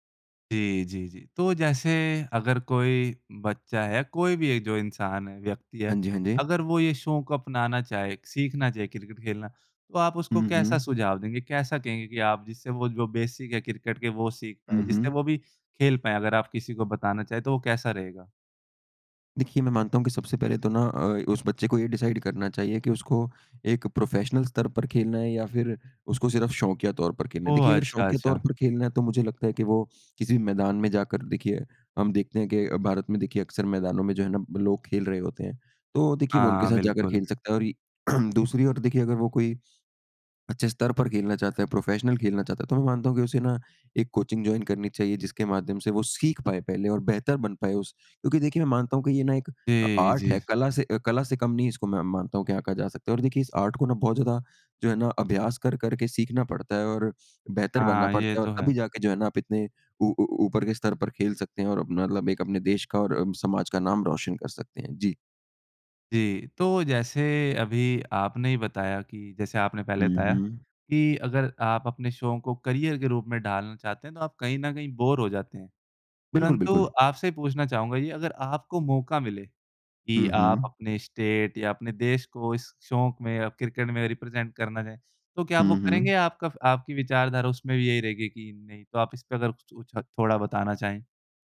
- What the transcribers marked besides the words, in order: in English: "बेसिक"; in English: "डिसाइड़"; in English: "प्रोफ़ेशनल"; throat clearing; tapping; in English: "प्रोफ़ेशनल"; in English: "कोचिंग जॉइन"; in English: "आर्ट"; in English: "आर्ट"; in English: "करियर"; in English: "बोर"; in English: "स्टेट"; in English: "रिप्रेज़ेंट"
- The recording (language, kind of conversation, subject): Hindi, podcast, कौन सा शौक आपको सबसे ज़्यादा सुकून देता है?